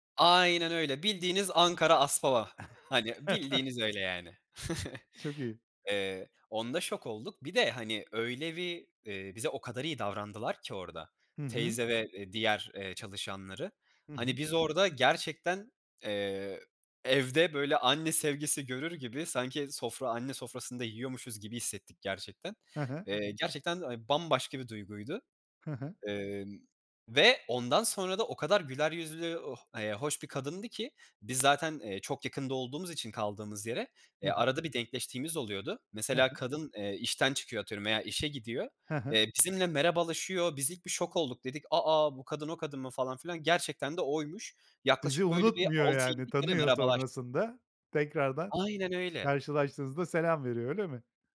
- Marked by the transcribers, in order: chuckle; other background noise
- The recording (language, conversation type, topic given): Turkish, podcast, En unutamadığın seyahat maceranı anlatır mısın?
- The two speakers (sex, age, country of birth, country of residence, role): male, 20-24, Turkey, Italy, guest; male, 55-59, Turkey, Spain, host